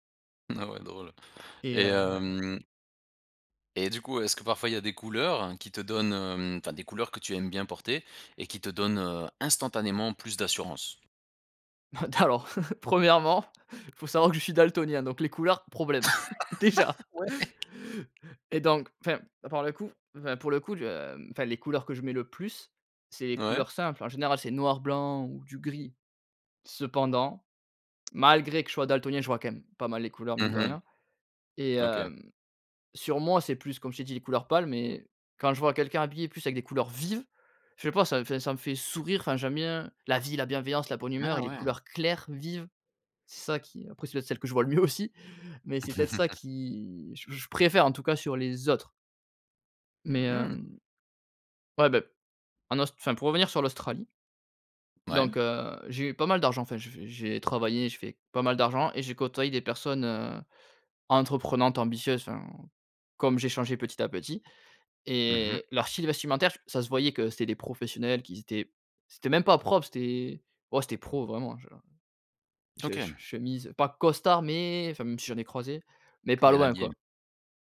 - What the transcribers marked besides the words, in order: chuckle; laughing while speaking: "Heu, d alors premièrement, faut … couleurs, problème, déjà !"; laugh; laughing while speaking: "Ouais"; chuckle; tapping; stressed: "vives"; stressed: "claires"; laughing while speaking: "le mieux aussi"; laugh; stressed: "costard"
- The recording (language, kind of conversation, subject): French, podcast, Quel rôle la confiance joue-t-elle dans ton style personnel ?
- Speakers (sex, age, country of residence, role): male, 30-34, France, guest; male, 35-39, Belgium, host